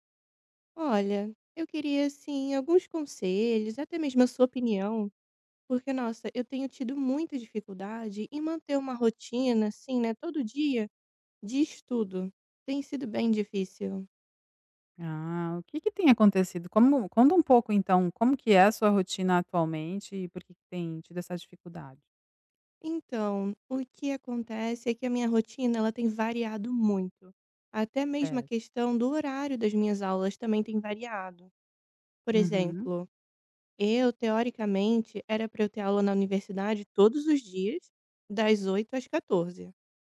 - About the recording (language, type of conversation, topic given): Portuguese, advice, Como posso manter uma rotina diária de trabalho ou estudo, mesmo quando tenho dificuldade?
- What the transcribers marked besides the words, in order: tapping